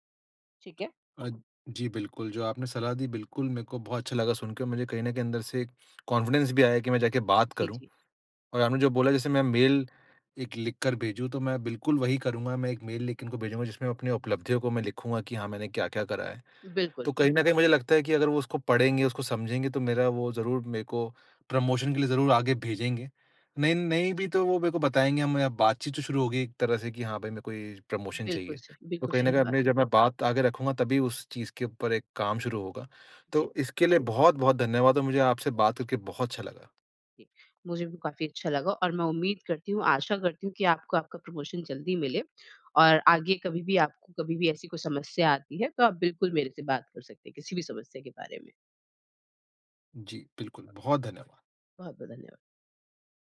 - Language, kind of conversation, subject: Hindi, advice, प्रमोशन के लिए आवेदन करते समय आपको असुरक्षा क्यों महसूस होती है?
- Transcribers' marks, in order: tapping; tongue click; in English: "कॉन्फिडेंस"; in English: "प्रमोशन"; in English: "प्रमोशन"